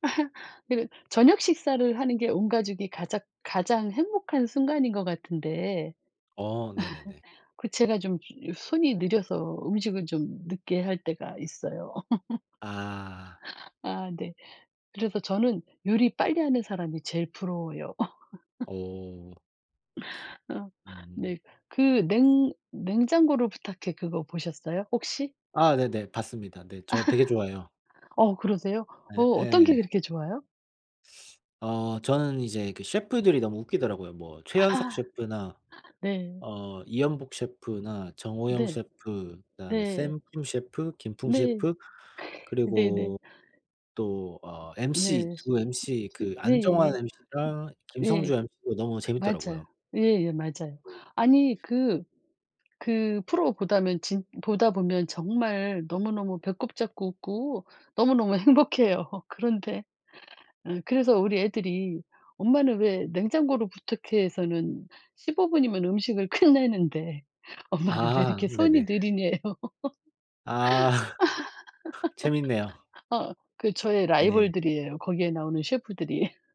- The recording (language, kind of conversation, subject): Korean, unstructured, 하루 중 가장 행복한 순간은 언제인가요?
- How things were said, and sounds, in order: laugh; laugh; laugh; other background noise; laugh; laugh; other noise; laughing while speaking: "행복해요"; laughing while speaking: "끝내는데"; laughing while speaking: "느리녜요"; laugh; laughing while speaking: "셰프들이"